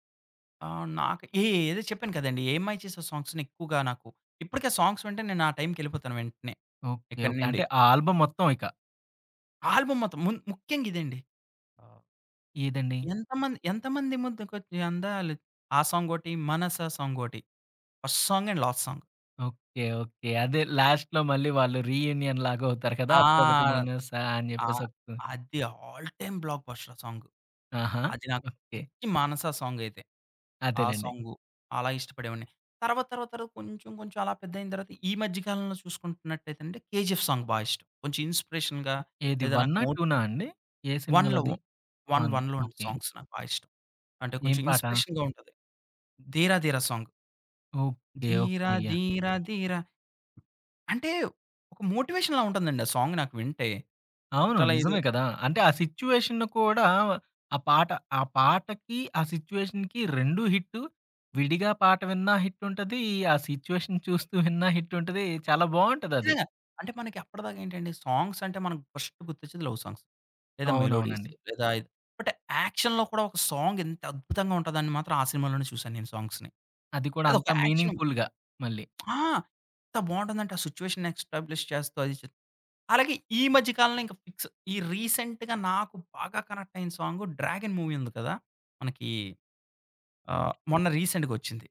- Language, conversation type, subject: Telugu, podcast, మీ జీవితాన్ని ప్రతినిధ్యం చేసే నాలుగు పాటలను ఎంచుకోవాలంటే, మీరు ఏ పాటలను ఎంచుకుంటారు?
- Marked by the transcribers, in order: in English: "సాంగ్స్‌ని"; in English: "సాంగ్స్"; in English: "ఆల్బమ్"; in English: "ఆల్బమ్"; singing: "ఎంతమంది ముద్దకొచ్చి అందాలు"; in English: "ఫస్ట్ సాంగ్ అండ్ లాస్ట్ సాంగ్"; in English: "లాస్ట్‌లో"; in English: "రీయూనియన్"; in English: "ఆల్ టైమ్ బ్లాక్ బస్టర్"; singing: "మనసా"; in English: "సాంగ్"; in English: "సాంగ్"; in English: "ఇన్స్‌పిరేషన్‌గా"; in English: "సాంగ్స్"; in English: "ఇన్స్‌పిరేషన్‌గా"; in English: "సాంగ్"; singing: "ధీర ధీర ధీర"; other background noise; in English: "మోటివేషన్‌లా"; in English: "సాంగ్"; in English: "సిచ్యుయేషన్‌కి"; in English: "సిచ్యుయేషన్"; in English: "సాంగ్స్"; in English: "ఫస్ట్"; in English: "లవ్ సాంగ్స్"; in English: "మెలోడీస్"; in English: "బట్ యాక్షన్‌లో"; in English: "సాంగ్"; in English: "మీనింగ్ ఫుల్‌గా"; in English: "సాంగ్స్‌ని"; lip smack; in English: "సిచ్యుయేషన్ ఎస్టాబ్‌లిష్"; in English: "ఫిక్స్"; in English: "రీసెంట్‌గా"; in English: "సాంగ్"; in English: "మూవీ"; tapping